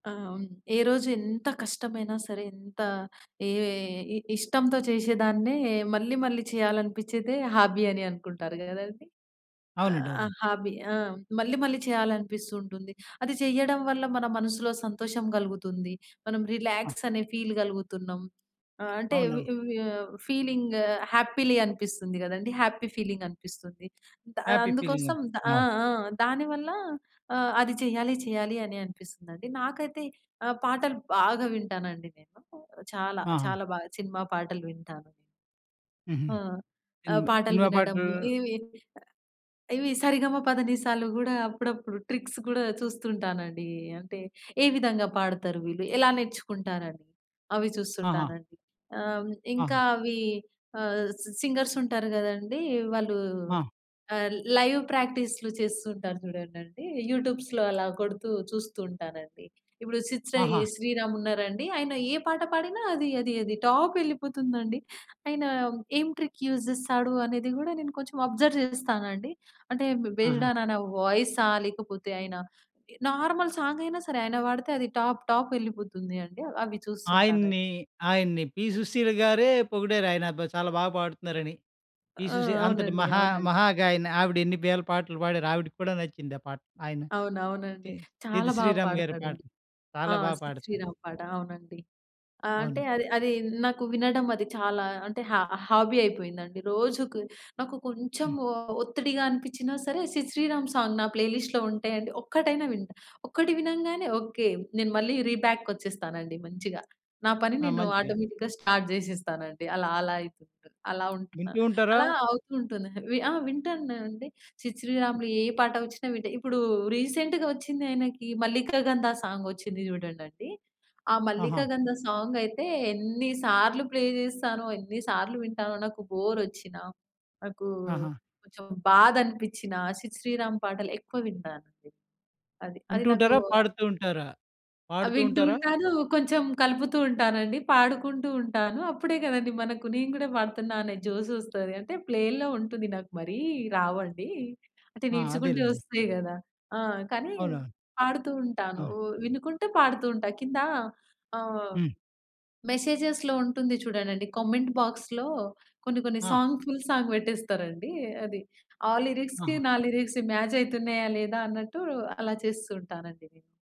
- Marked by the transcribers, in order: in English: "హాబీ"; in English: "హాబీ"; in English: "రిలాక్స్"; in English: "ఫీల్"; in English: "ఫీలింగ్ హ్యాపీలీ"; in English: "హ్యాపీ ఫీలింగ్"; in English: "హ్యాపీ ఫీలింగ్"; other background noise; in English: "ట్రిక్స్"; in English: "సి సింగర్స్"; in English: "యూట్యూబ్స్‌లో"; in English: "టాప్"; in English: "ట్రిక్ యూజ్"; in English: "అబ్జర్వ్"; in English: "బేస్డ్ ఆన్"; in English: "నార్మల్ సాంగ్"; in English: "టాప్ టాప్"; in English: "హా హాబీ"; in English: "సాంగ్"; in English: "ప్లే లిస్ట్‌లో"; in English: "రీబ్యాక్"; in English: "ఆటోమేటిక్‌గా స్టార్ట్"; tapping; in English: "రీసెంట్‌గా"; in English: "సాంగ్"; in English: "సాంగ్"; in English: "ప్లే"; in English: "బోర్"; in English: "మెసేజెస్‌లో"; in English: "కమెంట్ బాక్స్‌లో"; in English: "సాంగ్ ఫుల్ సాంగ్"; in English: "లిరిక్స్‌కి"; in English: "లిరిక్స్‌కి మ్యాచ్"
- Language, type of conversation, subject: Telugu, podcast, నీకు ఇష్టమైన సృజనాత్మక హాబీ ఏది, అది ఎందుకు ఇష్టం?